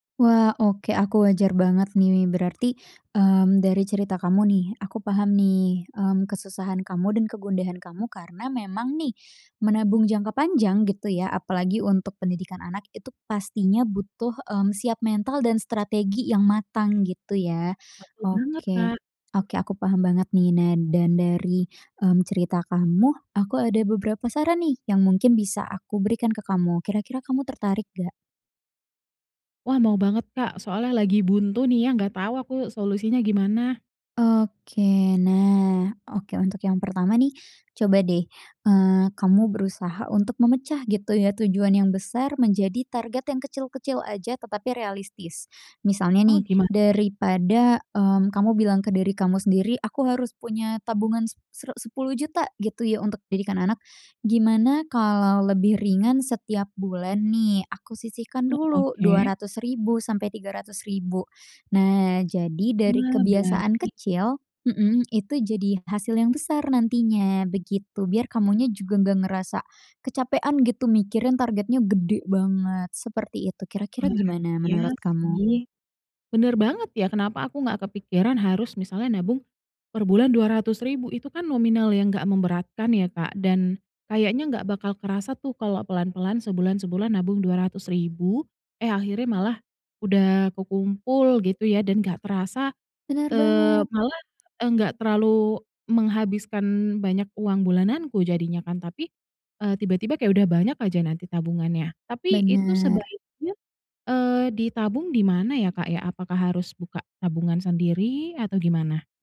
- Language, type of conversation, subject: Indonesian, advice, Kenapa saya sulit menabung untuk tujuan besar seperti uang muka rumah atau biaya pendidikan anak?
- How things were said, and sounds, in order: none